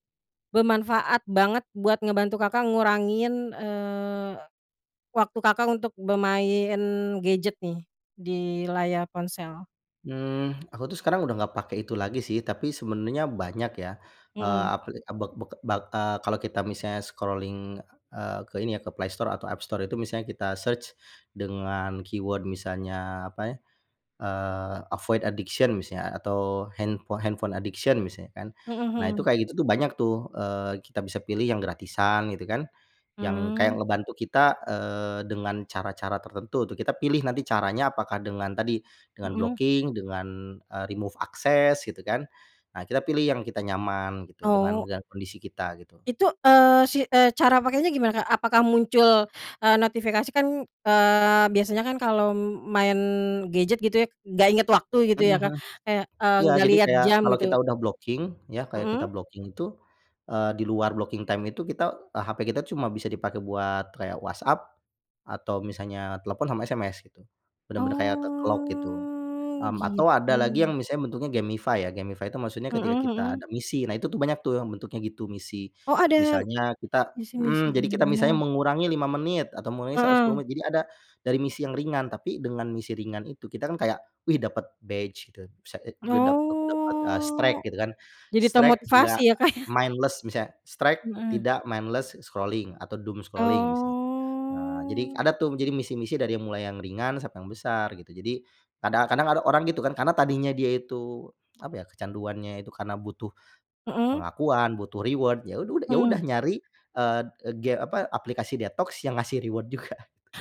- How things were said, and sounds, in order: in English: "scrolling"; in English: "keyword"; in English: "avoid addiction"; in English: "handphone addiction"; in English: "blocking"; in English: "remove access"; in English: "blocking"; in English: "blocking"; in English: "blocking time"; in English: "ke-lock"; drawn out: "Oh"; in English: "gamify"; in English: "gamify"; in English: "badge"; drawn out: "Oh"; in English: "streak"; laughing while speaking: "Kak ya"; in English: "streak"; in English: "mindless"; in English: "streak"; in English: "mindless scrolling"; in English: "doom scrolling"; drawn out: "Oh"; in English: "reward"; in English: "reward"; chuckle; other background noise
- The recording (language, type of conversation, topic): Indonesian, podcast, Apa cara kamu membatasi waktu layar agar tidak kecanduan gawai?